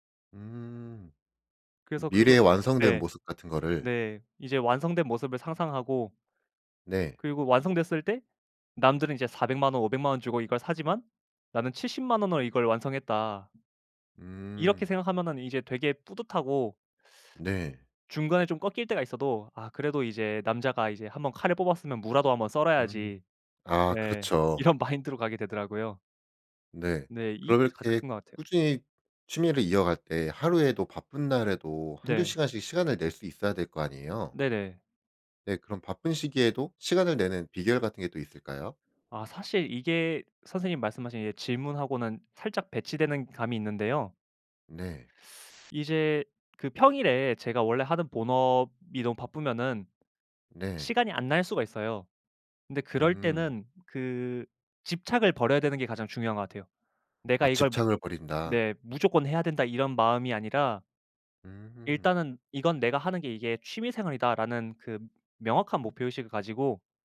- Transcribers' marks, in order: other background noise; laughing while speaking: "이런"
- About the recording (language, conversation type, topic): Korean, podcast, 취미를 오래 유지하는 비결이 있다면 뭐예요?